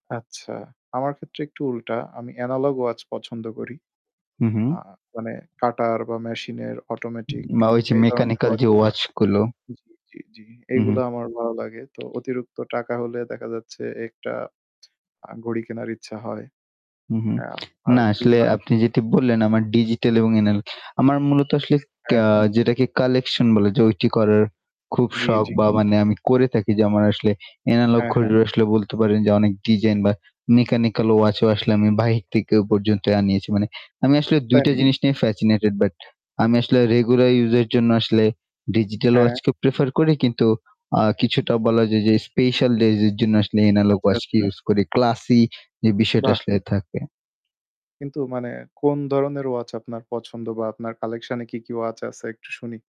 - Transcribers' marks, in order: static; other background noise; in English: "mechanical"; distorted speech; tapping; whistle; alarm; "থাকি" said as "তাকি"; in English: "mechanical watch"; in English: "fascinated"
- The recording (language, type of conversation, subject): Bengali, unstructured, বাড়তি টাকা পেলে আপনি কী করবেন?